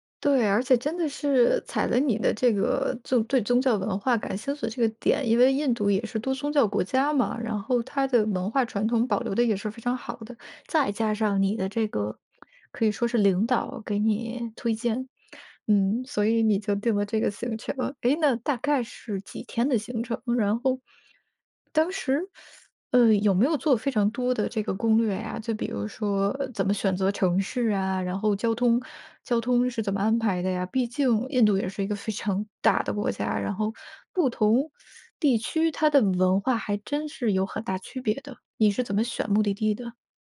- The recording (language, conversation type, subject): Chinese, podcast, 旅行教给你最重要的一课是什么？
- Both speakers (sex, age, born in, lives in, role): female, 35-39, China, United States, host; female, 40-44, China, France, guest
- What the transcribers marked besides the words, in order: teeth sucking; other background noise; laughing while speaking: "非常"